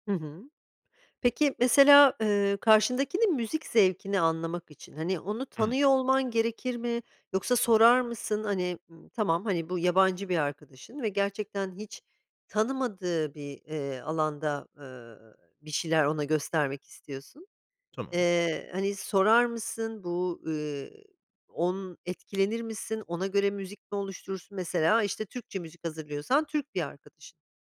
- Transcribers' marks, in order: other background noise; tapping
- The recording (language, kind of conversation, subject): Turkish, podcast, Birine müzik tanıtmak için çalma listesini nasıl hazırlarsın?
- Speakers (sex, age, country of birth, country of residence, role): female, 45-49, Turkey, United States, host; male, 25-29, Turkey, Spain, guest